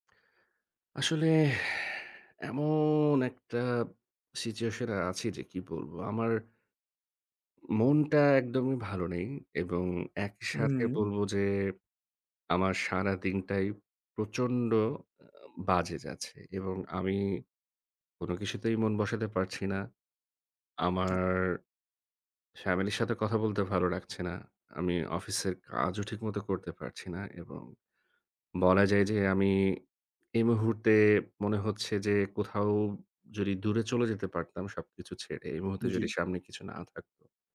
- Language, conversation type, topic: Bengali, advice, স্মৃতি, গান বা কোনো জায়গা দেখে কি আপনার হঠাৎ কষ্ট অনুভব হয়?
- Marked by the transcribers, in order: tapping